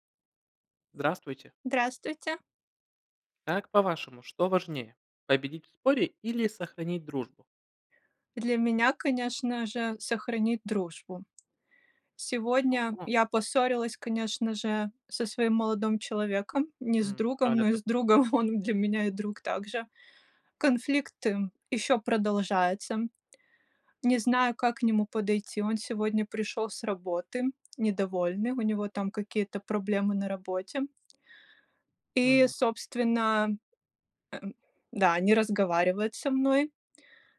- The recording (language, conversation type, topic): Russian, unstructured, Что важнее — победить в споре или сохранить дружбу?
- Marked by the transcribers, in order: chuckle